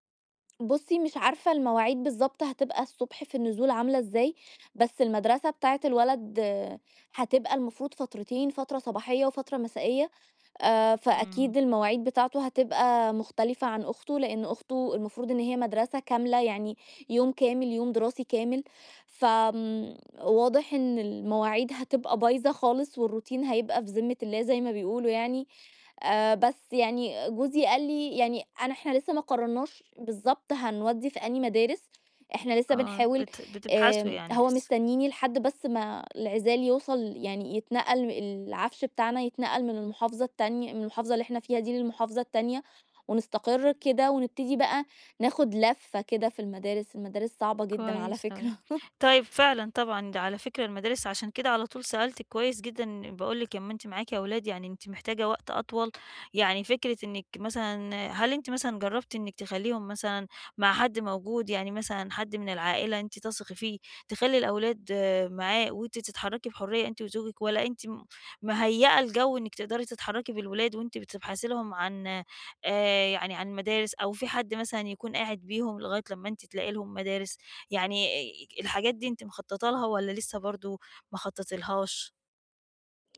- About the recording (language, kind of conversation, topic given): Arabic, advice, إزاي أنظم ميزانيتي وأدير وقتي كويس خلال فترة الانتقال؟
- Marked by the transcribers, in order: in English: "والروتين"; laugh; tapping